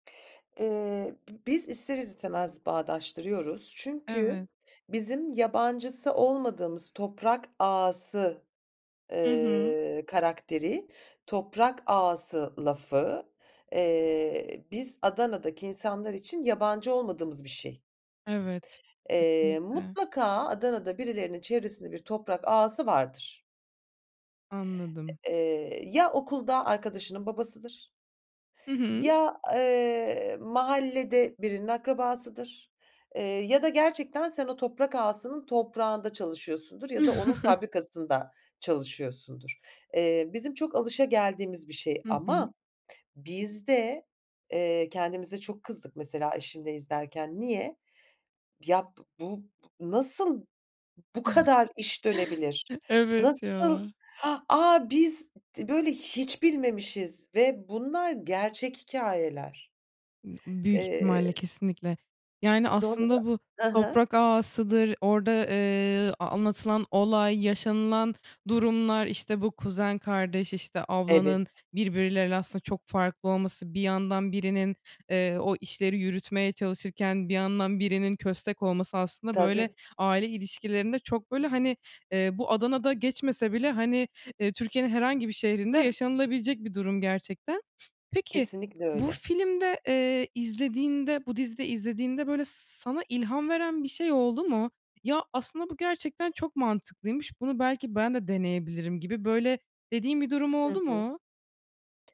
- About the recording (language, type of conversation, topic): Turkish, podcast, En son hangi film ya da dizi sana ilham verdi, neden?
- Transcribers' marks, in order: chuckle; chuckle; tapping